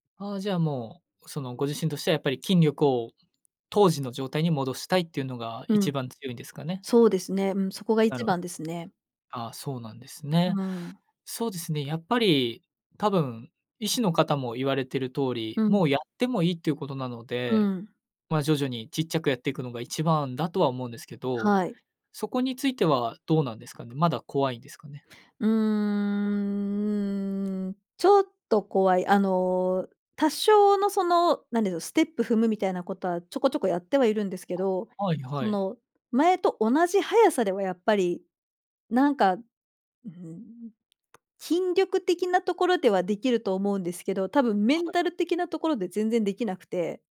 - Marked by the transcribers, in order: drawn out: "うーん"; "何でしょう" said as "なんでど"; other noise; tapping
- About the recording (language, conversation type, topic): Japanese, advice, 長いブランクのあとで運動を再開するのが怖かったり不安だったりするのはなぜですか？